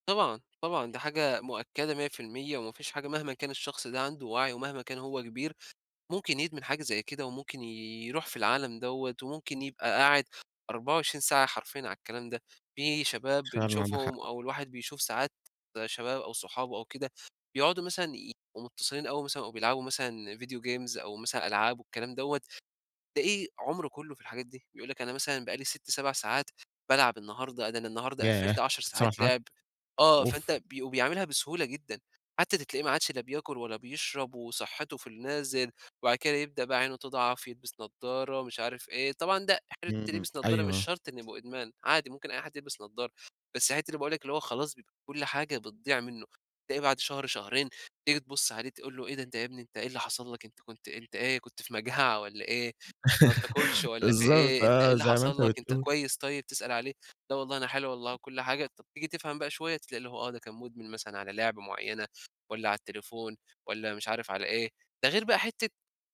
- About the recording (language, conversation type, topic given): Arabic, podcast, شو رأيك في قعدة الشاشات الكتير وإزاي تظبّط التوازن؟
- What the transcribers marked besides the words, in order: in English: "video games"; unintelligible speech; laugh; laughing while speaking: "بالضبط، آه"; tapping